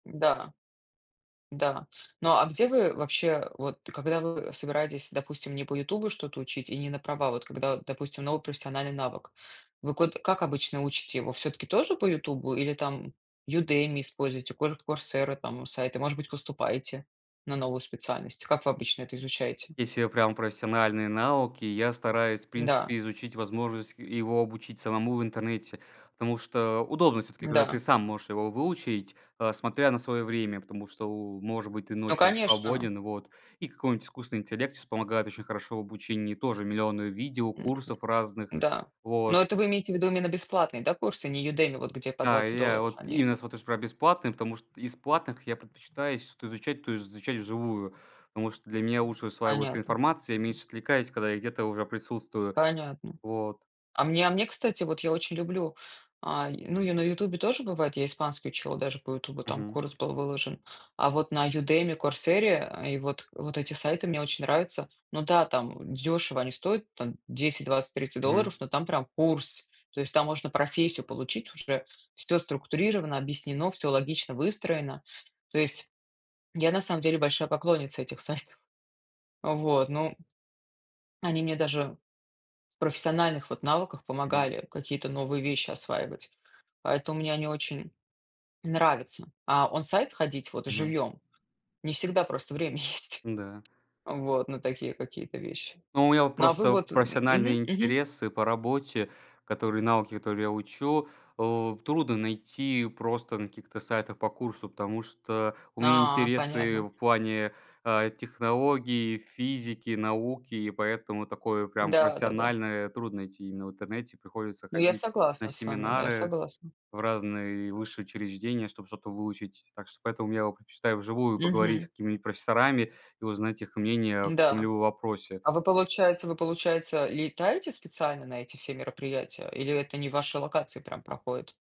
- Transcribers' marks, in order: tapping; grunt; stressed: "курс"; swallow; laughing while speaking: "сайтов"; chuckle
- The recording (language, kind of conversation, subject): Russian, unstructured, Какое умение ты хотел бы освоить в этом году?